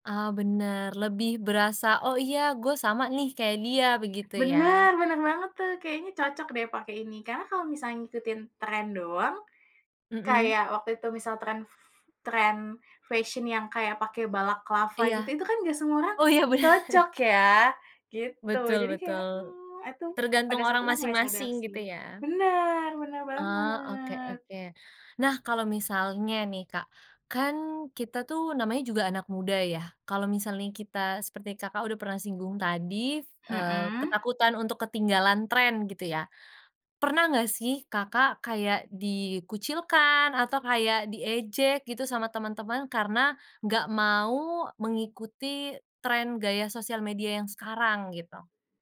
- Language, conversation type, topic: Indonesian, podcast, Menurutmu, bagaimana pengaruh media sosial terhadap gayamu?
- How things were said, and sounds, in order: in English: "balaclava"; laughing while speaking: "Oh, iya, benar"